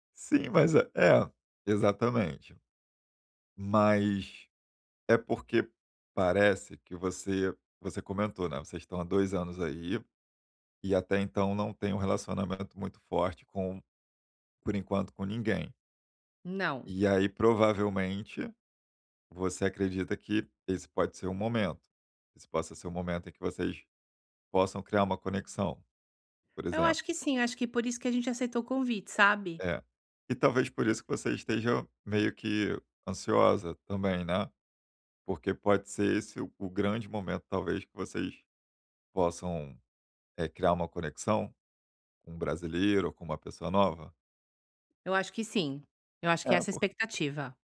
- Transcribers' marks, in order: none
- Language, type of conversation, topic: Portuguese, advice, Como posso aproveitar melhor as festas sociais sem me sentir deslocado?